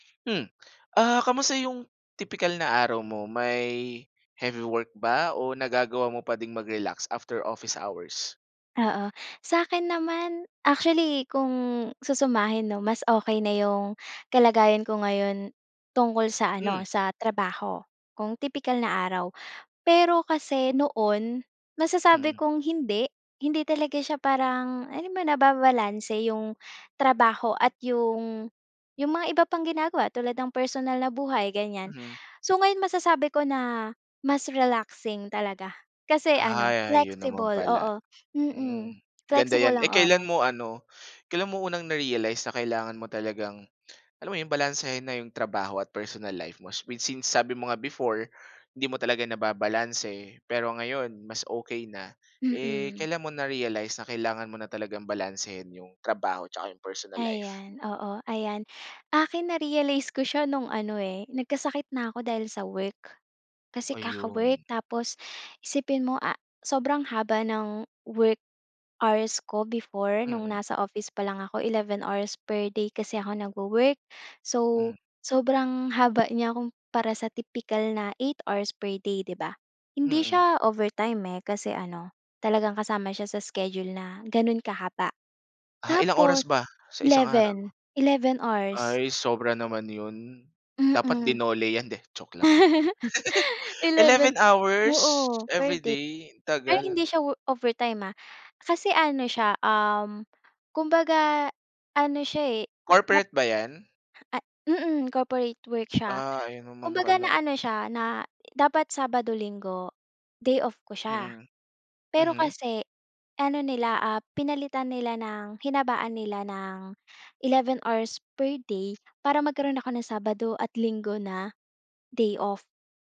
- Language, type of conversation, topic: Filipino, podcast, Paano mo binabalanse ang trabaho at personal na buhay?
- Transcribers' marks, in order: laugh; chuckle; other background noise; tapping